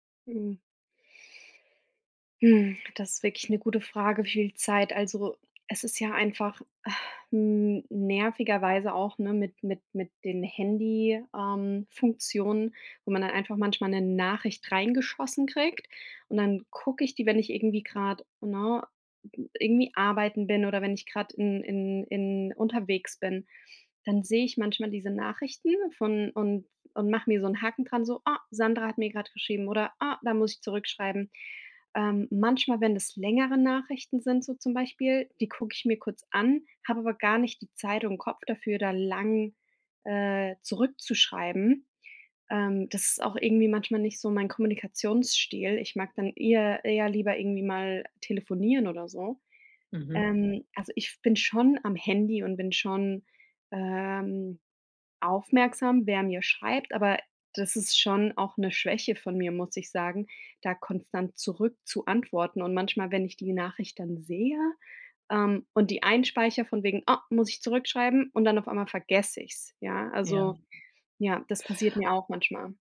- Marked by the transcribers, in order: sigh; put-on voice: "Oh"; put-on voice: "Ah"; put-on voice: "Ah"
- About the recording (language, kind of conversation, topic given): German, advice, Wie kann ich mein soziales Netzwerk nach einem Umzug in eine neue Stadt langfristig pflegen?